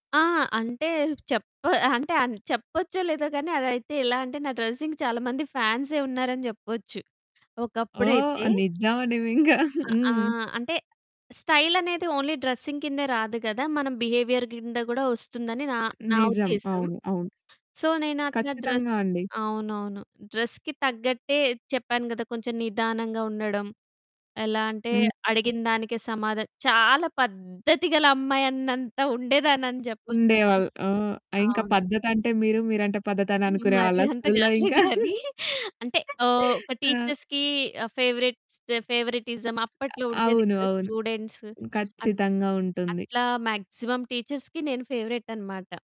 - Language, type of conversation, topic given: Telugu, podcast, మీ దుస్తుల శైలి మీ వ్యక్తిత్వాన్ని ఎలా తెలియజేస్తుంది?
- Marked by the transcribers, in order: other background noise; in English: "డ్రెసింగ్‌కి"; giggle; in English: "స్టైల్"; in English: "ఓన్లీ డ్రెసింగ్"; in English: "బిహేవియర్"; in English: "సో"; in English: "డ్రెస్"; in English: "డ్రెస్‌కి"; laughing while speaking: "మరి అంత కాదులే గాని"; in English: "స్కూల్‌లో"; in English: "టీచర్స్‌కి ఫేవరేట్స్ ఫేవరిటిజం"; chuckle; in English: "మాక్సిమం టీచర్స్‌కి"; in English: "ఫేవరేట్"